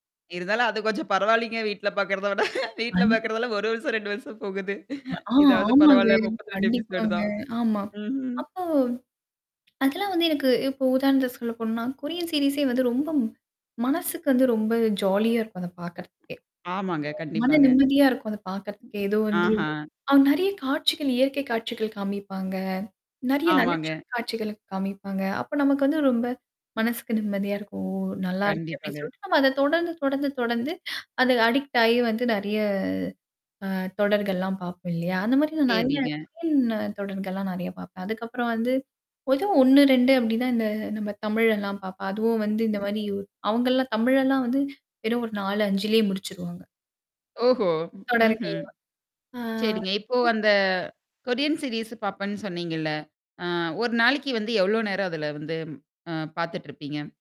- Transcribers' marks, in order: in English: "அஞ்சி"; laughing while speaking: "வீட்ல பாார்கறதெல்லாம் ஒரு வருஷம், ரெண்டு … எபிசோடு தான். ம்ஹ்ம்"; static; other background noise; other noise; in English: "எபிசோடு"; in English: "கொரியன் சீரிஸே"; in English: "ஜாலியா"; tapping; distorted speech; in English: "அடிக்ட்"; drawn out: "நிறைய"; unintelligible speech; drawn out: "ஆ"
- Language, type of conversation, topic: Tamil, podcast, நீண்ட தொடரை தொடர்ந்து பார்த்தால் உங்கள் மனநிலை எப்படி மாறுகிறது?